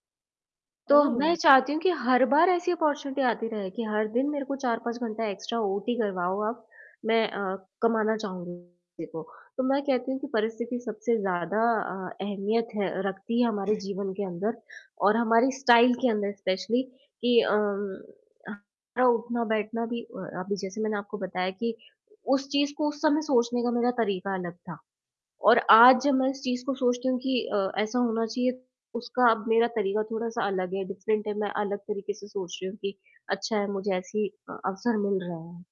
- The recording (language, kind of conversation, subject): Hindi, podcast, किस घटना ने आपका स्टाइल सबसे ज़्यादा बदला?
- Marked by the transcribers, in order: static; in English: "अपॉर्चुनिटी"; in English: "एक्स्ट्रा"; distorted speech; unintelligible speech; throat clearing; tapping; in English: "स्टाइल"; in English: "स्पेशली"; in English: "डिफरेंट"